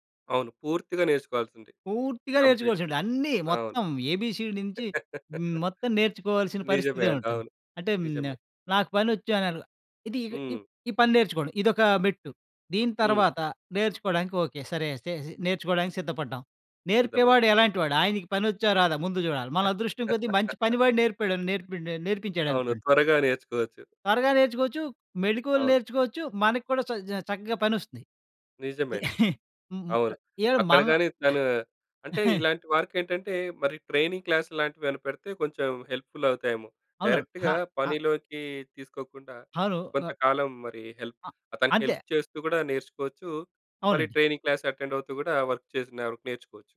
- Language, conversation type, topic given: Telugu, podcast, అనుభవం లేకుండా కొత్త రంగానికి మారేటప్పుడు మొదట ఏవేవి అడుగులు వేయాలి?
- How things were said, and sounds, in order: in English: "కంప్లీట్"; laugh; other background noise; laugh; chuckle; in English: "ట్రైనింగ్ క్లాస్"; chuckle; in English: "హెల్ప్‌ఫుల్"; in English: "డైరెక్ట్‌గా"; in English: "హెల్ప్"; in English: "హెల్ప్"; in English: "ట్రైనింగ్ క్లాస్ అటెండ్"; in English: "వర్క్"